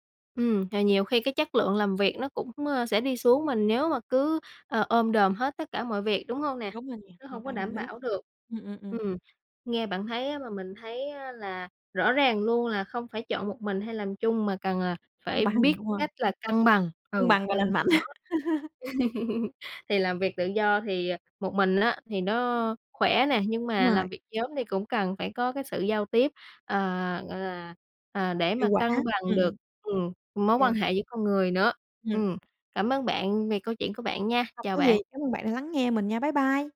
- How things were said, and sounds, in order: laughing while speaking: "bằng"; tapping; laughing while speaking: "mạnh"; chuckle
- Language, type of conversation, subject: Vietnamese, podcast, Bạn cân bằng thế nào giữa làm một mình và làm việc chung?